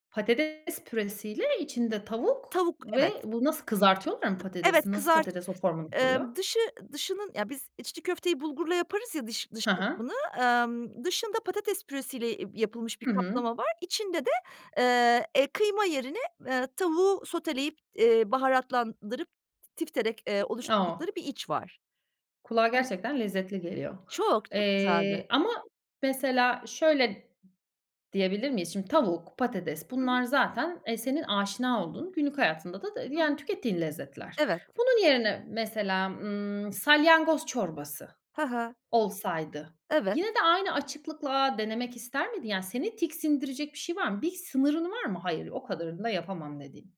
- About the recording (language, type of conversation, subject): Turkish, podcast, Yerel yemekleri denemeye nasıl karar verirsin, hiç çekinir misin?
- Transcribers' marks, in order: other background noise; other noise